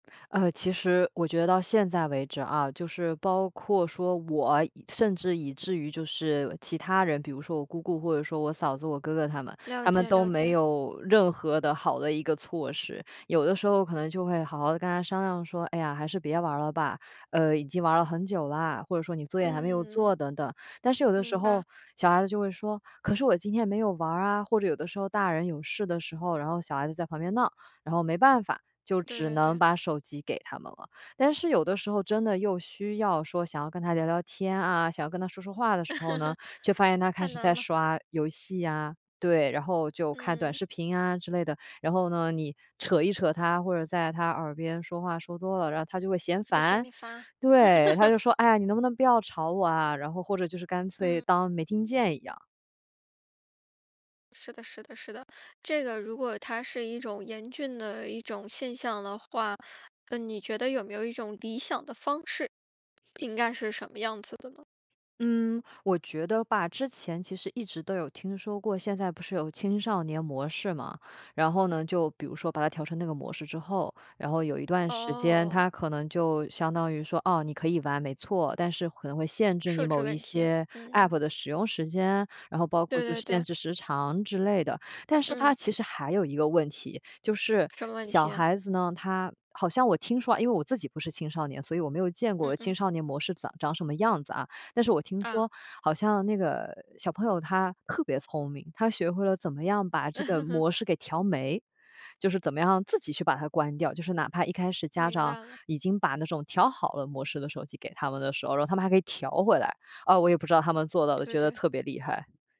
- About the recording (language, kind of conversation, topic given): Chinese, podcast, 家里手机太多会影响家人之间的沟通吗，你通常怎么处理？
- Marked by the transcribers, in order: laugh; laugh; laugh